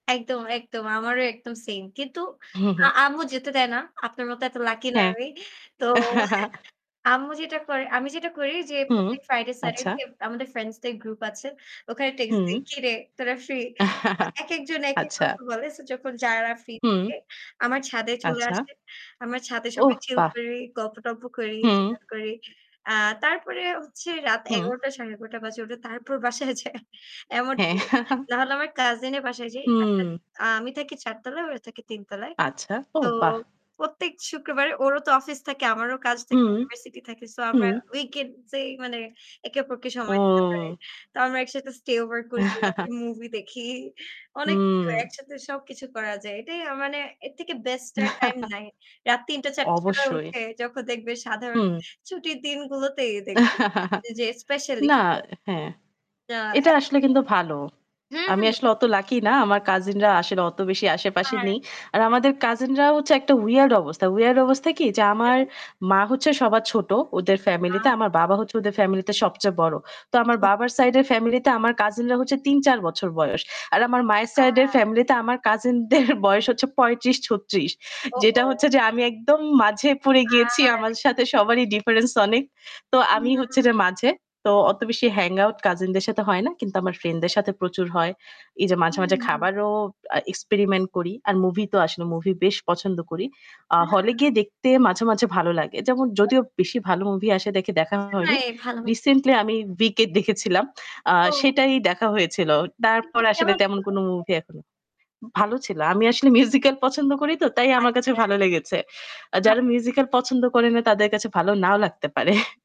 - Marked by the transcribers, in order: static; chuckle; chuckle; distorted speech; chuckle; laughing while speaking: "বাসায় যায়"; chuckle; other street noise; in English: "stay over"; chuckle; chuckle; chuckle; unintelligible speech; other background noise; in English: "weird"; in English: "weird"; laughing while speaking: "দের"; in English: "hangout"; unintelligible speech; alarm; in English: "musical"; in English: "musical"; laughing while speaking: "পারে"
- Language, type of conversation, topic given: Bengali, unstructured, সাধারণত ছুটির দিনে আপনি কী করেন?